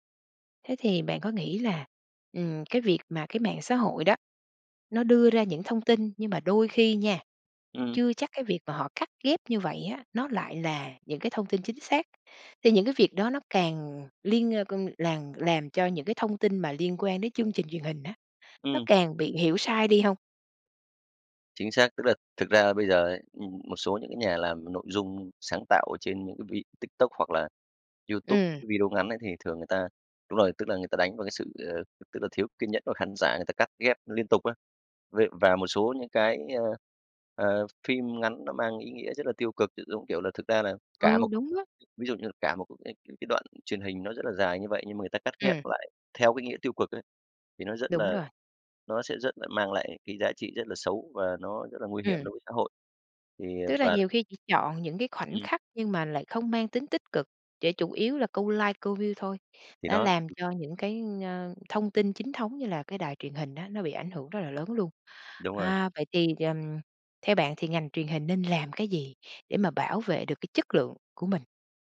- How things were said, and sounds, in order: other background noise; tapping; in English: "like"; in English: "view"
- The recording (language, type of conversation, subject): Vietnamese, podcast, Bạn nghĩ mạng xã hội ảnh hưởng thế nào tới truyền hình?